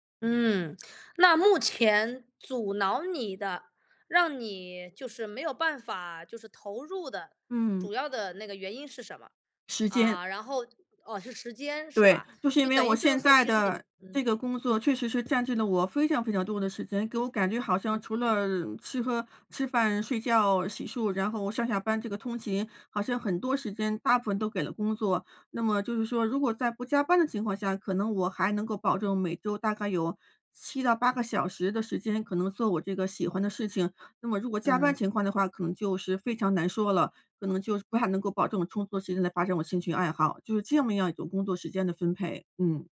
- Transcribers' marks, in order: none
- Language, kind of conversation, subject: Chinese, advice, 如何在较长时间内保持动力并不轻易放弃？